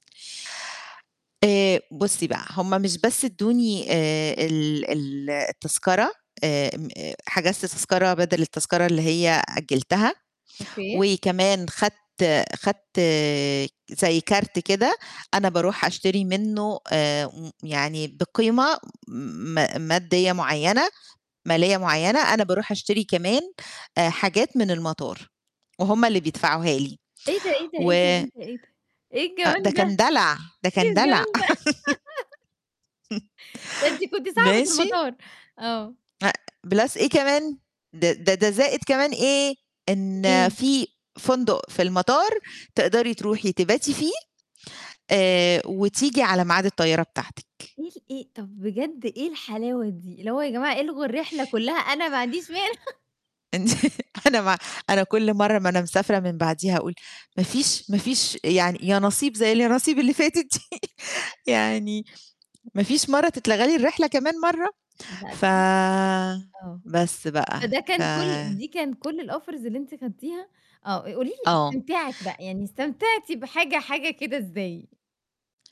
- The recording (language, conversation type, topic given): Arabic, podcast, احكيلي عن مرة اضطريت تبات في المطار؟
- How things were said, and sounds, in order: laughing while speaking: "إيه الجمال ده"; laugh; chuckle; in English: "plus"; laughing while speaking: "مانع"; laughing while speaking: "أنتِ أنا ما"; laughing while speaking: "دي"; laugh; in English: "الoffers"